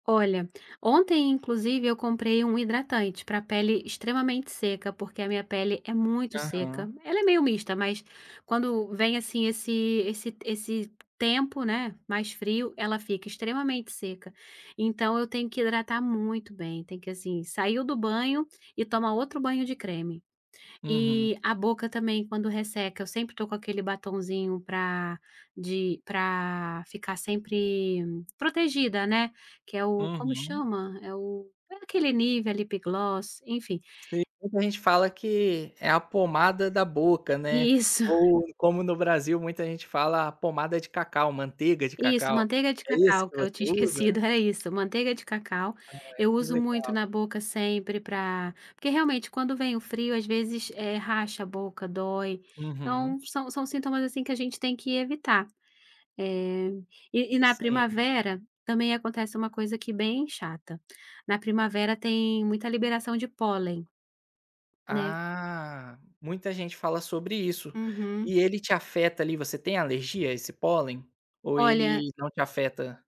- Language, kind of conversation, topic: Portuguese, podcast, Como as mudanças sazonais influenciam nossa saúde?
- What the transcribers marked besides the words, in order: in English: "Lip Gloss"; chuckle